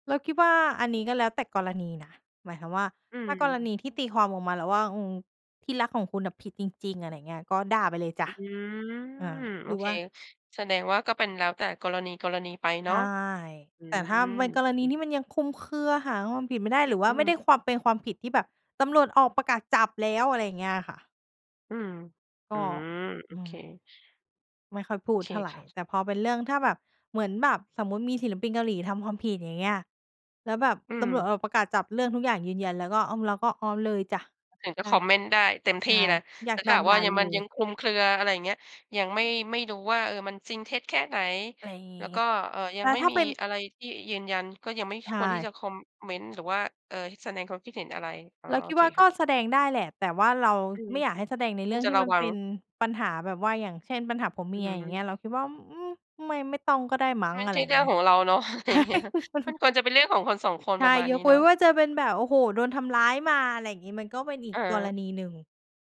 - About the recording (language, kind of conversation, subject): Thai, podcast, ทำไมคนเราถึงชอบติดตามชีวิตดาราราวกับกำลังดูเรื่องราวที่น่าตื่นเต้น?
- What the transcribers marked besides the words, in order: drawn out: "อืม"; other background noise; chuckle; laughing while speaking: "อะไร"; laughing while speaking: "ใช่"; laugh